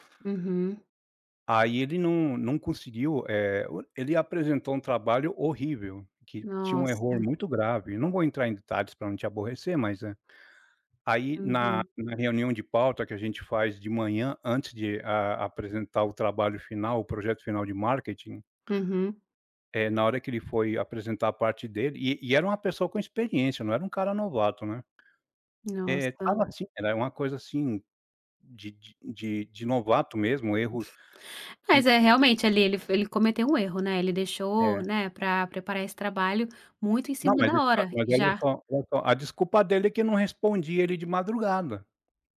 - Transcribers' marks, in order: tapping; other noise
- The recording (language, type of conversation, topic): Portuguese, podcast, Você sente pressão para estar sempre disponível online e como lida com isso?